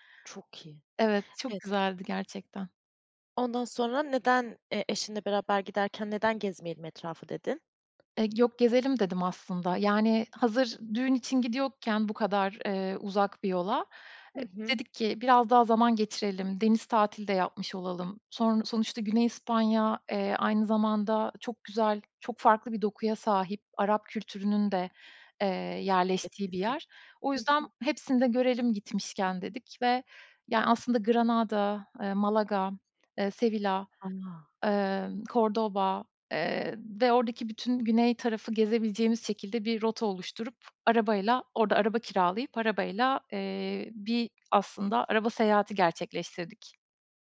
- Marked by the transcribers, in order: tapping; other background noise
- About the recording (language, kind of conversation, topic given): Turkish, podcast, En unutulmaz seyahatini nasıl geçirdin, biraz anlatır mısın?